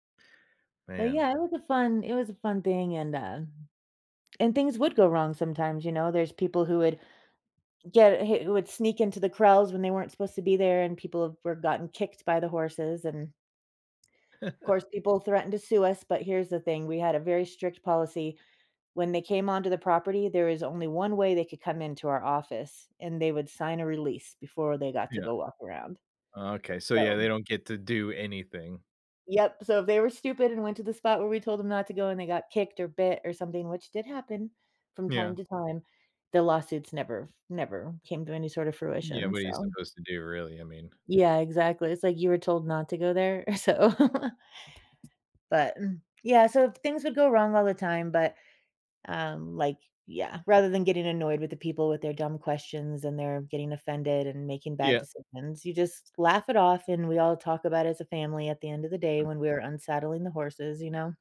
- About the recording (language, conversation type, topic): English, unstructured, What keeps me laughing instead of quitting when a hobby goes wrong?
- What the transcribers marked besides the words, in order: tapping; chuckle; laughing while speaking: "So"; laugh; other background noise